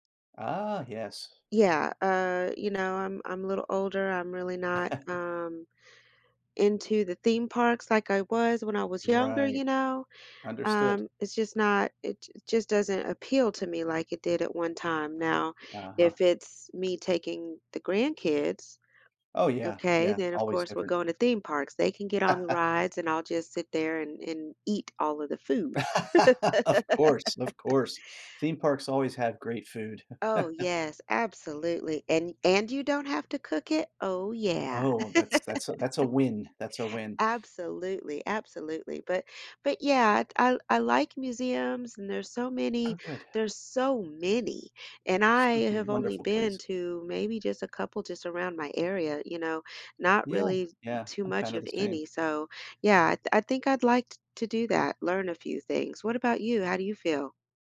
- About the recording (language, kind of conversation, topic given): English, unstructured, How would you spend a week with unlimited parks and museums access?
- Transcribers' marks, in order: tapping; chuckle; other background noise; laugh; laugh; laugh; laugh; stressed: "many"